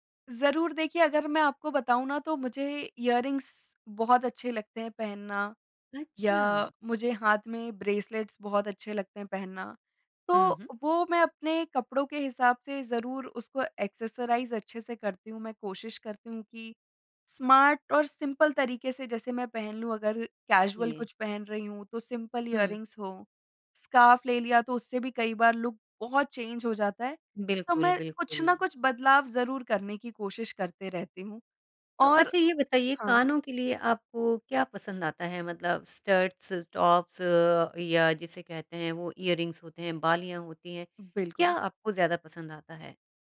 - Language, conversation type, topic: Hindi, podcast, आराम और स्टाइल में से आप क्या चुनते हैं?
- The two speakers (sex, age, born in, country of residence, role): female, 25-29, India, India, guest; female, 50-54, India, India, host
- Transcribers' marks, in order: in English: "इयररिंग्स"; in English: "ब्रेसलेट्स"; in English: "एक्सेसराइज़"; in English: "स्मार्ट"; in English: "सिंपल"; in English: "कैजुअल"; in English: "सिंपल इयररिंग्स"; in English: "लुक"; in English: "चेंज़"; in English: "स्टड्स, टॉप्स"; in English: "इयररिंग्स"